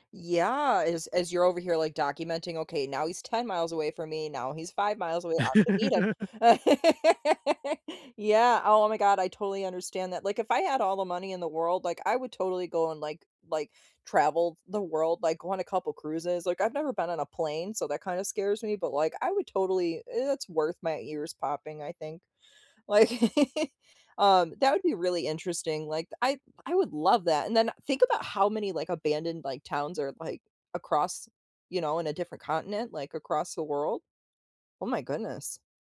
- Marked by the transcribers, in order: laugh; chuckle
- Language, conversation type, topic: English, unstructured, What nearby micro-adventure are you curious to try next, and what excites you about it?
- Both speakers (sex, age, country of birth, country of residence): female, 30-34, United States, United States; male, 35-39, United States, United States